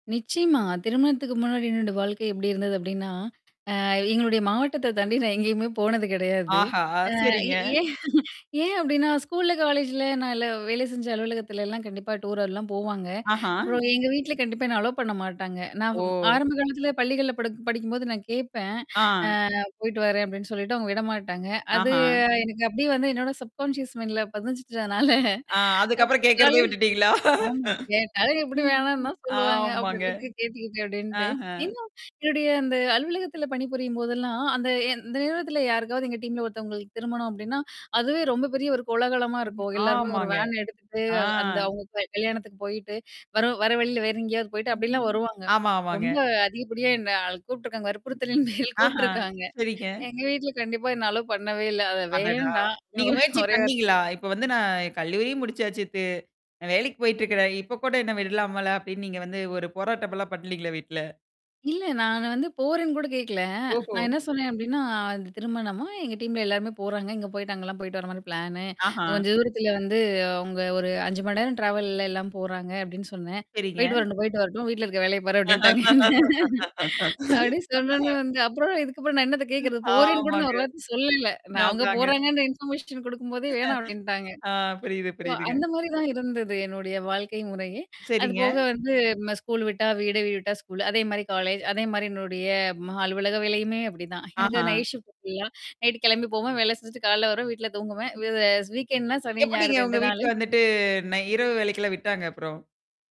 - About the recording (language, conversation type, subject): Tamil, podcast, திருமணத்துக்குப் பிறகு உங்கள் வாழ்க்கையில் ஏற்பட்ட முக்கியமான மாற்றங்கள் என்னென்ன?
- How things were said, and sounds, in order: laughing while speaking: "எங்களுடைய மாவட்டத்த தாண்டி நான் எங்கேயுமே போனது கிடையாது. அ ஏன் ஏன் அப்டின்னா"; tapping; in English: "டூர்லாம்"; in English: "அலோ"; distorted speech; in English: "சப்கான்ஷியஸ் மைன்ட்ல"; laughing while speaking: "பதி்ஞ்சிட்டுதுனால, அப்ப காலேஜ் ஆமா. கேட்டாலும் … எதுக்கு கேட்டுக்கிட்டு அப்டின்ட்டு"; laughing while speaking: "கேட்கிறதே விட்டுட்டீங்களா?"; laughing while speaking: "ஆமாங்க. ஆஹா"; in English: "டீம்ல"; other noise; other background noise; laughing while speaking: "வற்புறுத்தலின் மேல் கூப்பட்டுருக்காங்க. எங்க வீட்ல … ஒ ஒரே வார்த்தைல"; in English: "அலோ"; static; in English: "டீம்ல"; in English: "பிளானு"; in English: "ட்ராவல்லல்ல"; laugh; laughing while speaking: "அப்டின்ட்டாங்க என்ன. அப்டின்னு சொன்னோன வந்து … குடுக்கும்போதே வேணாம் அப்டின்ட்டாங்க"; laughing while speaking: "ஆமாங்க"; drawn out: "ஆமாங்க"; chuckle; in English: "இன்ஃபர்மேஷன்"; laughing while speaking: "ஆ புரியுது, புரியுதுங்க"; mechanical hum; in English: "சோ"; in English: "ஷிஃப்ட் ஃபுல்லா"; in English: "வீக்கெண்ட்ன்னா"